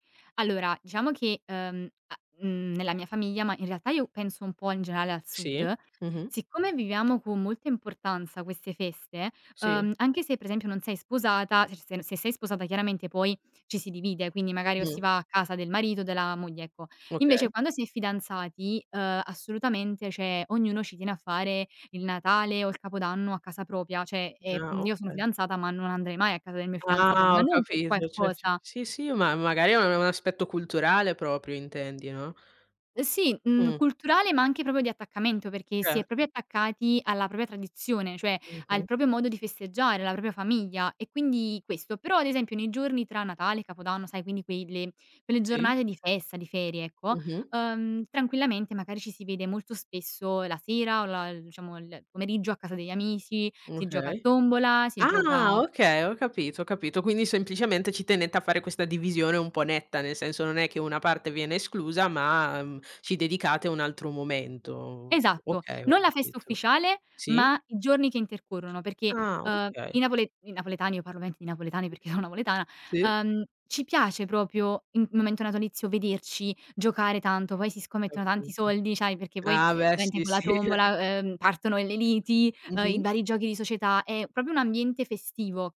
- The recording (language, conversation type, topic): Italian, podcast, Qual è una tradizione di famiglia a cui sei particolarmente affezionato?
- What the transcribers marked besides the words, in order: "generale" said as "geneale"; other background noise; "cioè" said as "ceh"; tapping; "cioè" said as "ceh"; "propria" said as "propia"; "Cioè" said as "ceh"; lip smack; "proprio" said as "propio"; "proprio" said as "propio"; "propria" said as "propia"; "proprio" said as "propio"; "propria" said as "propia"; "magari" said as "macari"; "diciamo" said as "ciamo"; "amici" said as "amisi"; laughing while speaking: "ono"; "sono" said as "ono"; "proprio" said as "propio"; "in" said as "im"; "natalizio" said as "natolizio"; "ovviamente" said as "viamente"; laughing while speaking: "sì"; "delle" said as "elle"; "proprio" said as "propio"